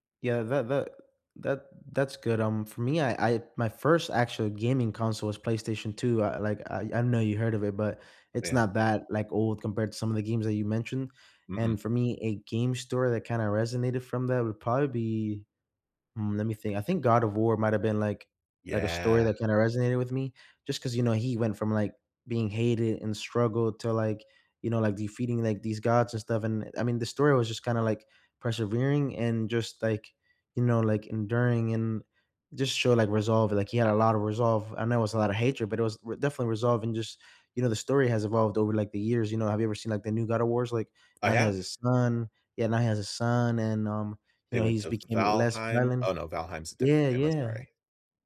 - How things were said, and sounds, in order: drawn out: "Yeah"; "persevering" said as "preservering"
- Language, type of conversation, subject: English, unstructured, Which video game stories have stayed with you, and what about them still resonates with you?